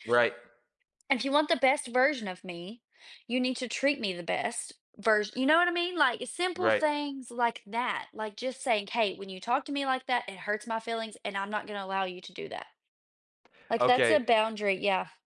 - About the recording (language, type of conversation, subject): English, unstructured, How do clear boundaries contribute to healthier relationships and greater self-confidence?
- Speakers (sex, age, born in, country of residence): female, 25-29, United States, United States; male, 20-24, United States, United States
- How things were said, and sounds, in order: none